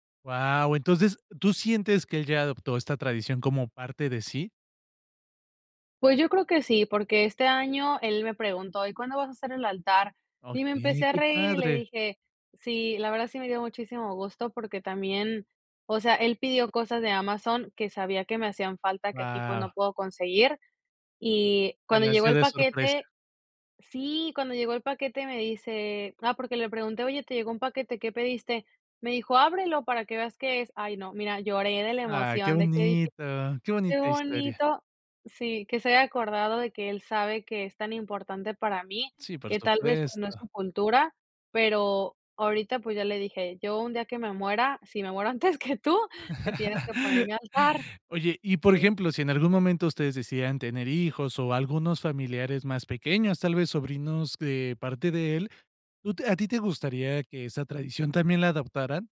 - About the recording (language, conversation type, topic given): Spanish, podcast, ¿Cómo intentas transmitir tus raíces a la próxima generación?
- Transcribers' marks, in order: laughing while speaking: "si me muero antes que tú"; laugh